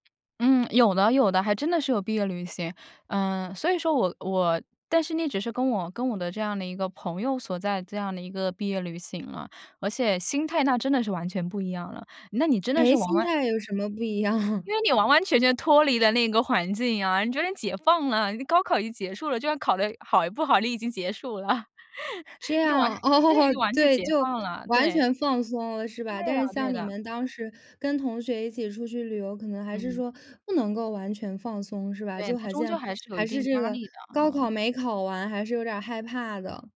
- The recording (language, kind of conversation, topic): Chinese, podcast, 你能描述一次和同学们一起经历的难忘旅行吗？
- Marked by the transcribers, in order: tapping; laughing while speaking: "样？"; chuckle; other background noise; chuckle; laughing while speaking: "就完"; laughing while speaking: "哦"